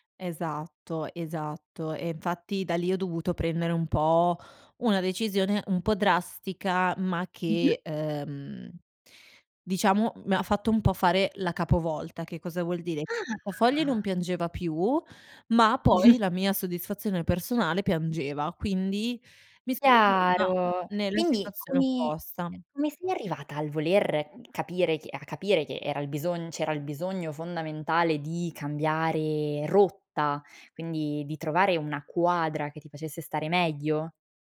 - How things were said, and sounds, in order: surprised: "Ah!"; chuckle; other background noise
- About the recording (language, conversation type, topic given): Italian, podcast, Qual è il primo passo per ripensare la propria carriera?